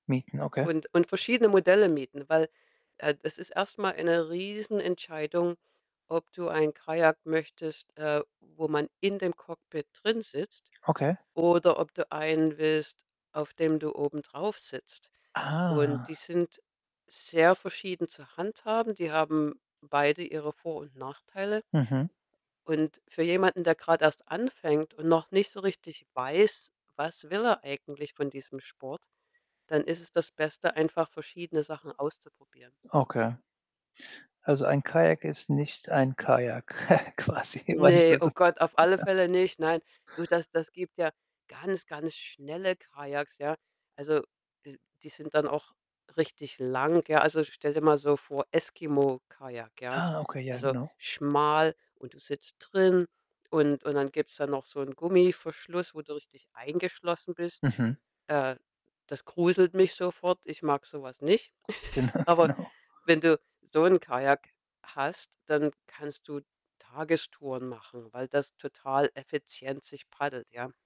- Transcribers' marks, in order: static; distorted speech; drawn out: "Ah"; laugh; laughing while speaking: "quasi, weißt du so?"; laughing while speaking: "Ne"; laugh; laughing while speaking: "Genau"; laugh
- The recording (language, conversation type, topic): German, podcast, Was würdest du jemandem raten, der neu in deinem Hobby ist?